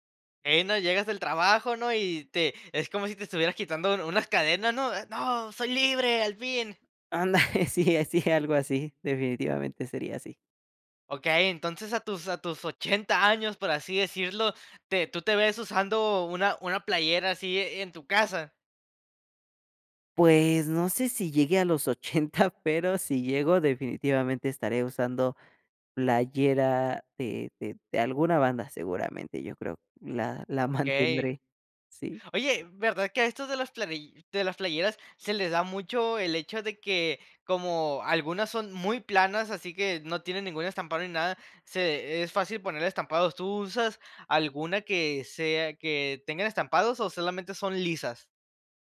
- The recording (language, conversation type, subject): Spanish, podcast, ¿Qué prenda te define mejor y por qué?
- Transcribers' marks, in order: anticipating: "¡No soy libre, al fin!"; laughing while speaking: "Anda, sí, así, algo así"; laughing while speaking: "ochenta"